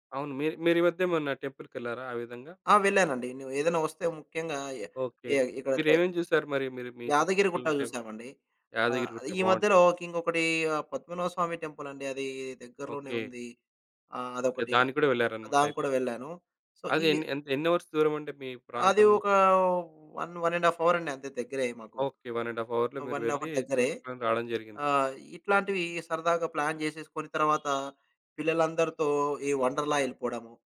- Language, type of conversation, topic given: Telugu, podcast, కుటుంబంతో గడిపే సమయం కోసం మీరు ఏ విధంగా సమయ పట్టిక రూపొందించుకున్నారు?
- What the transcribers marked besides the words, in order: other background noise; horn; in English: "సో"; in English: "అవర్స్"; in English: "వన్ వన్ అండ్ హఫ్ అవర్"; in English: "వన్ అండ్ హఫ్ అవర్‌లో"; in English: "వన్ అండ్ హాఫ్"; in English: "ప్లాన్"